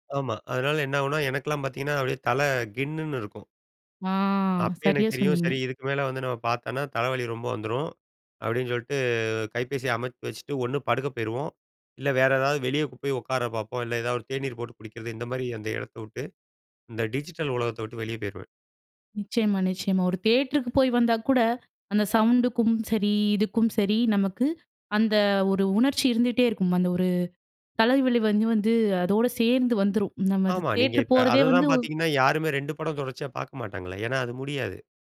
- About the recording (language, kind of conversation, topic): Tamil, podcast, உடல் உங்களுக்கு ஓய்வு சொல்லும்போது நீங்கள் அதை எப்படி கேட்கிறீர்கள்?
- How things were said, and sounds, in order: drawn out: "ஆ"